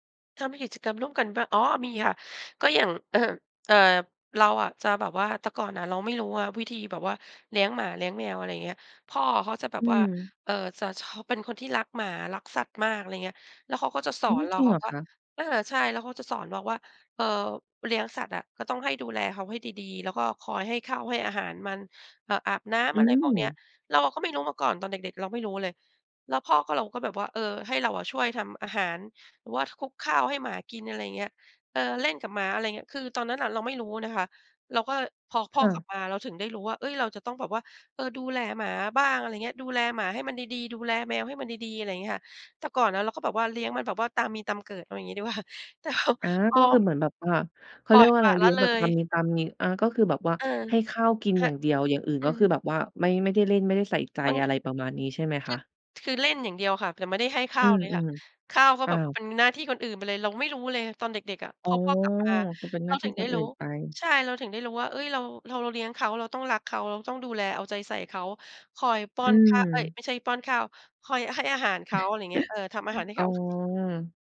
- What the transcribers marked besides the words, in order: throat clearing; laughing while speaking: "กว่า แต่พอ"; chuckle
- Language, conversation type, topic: Thai, podcast, เล่าความทรงจำเล็กๆ ในบ้านที่ทำให้คุณยิ้มได้หน่อย?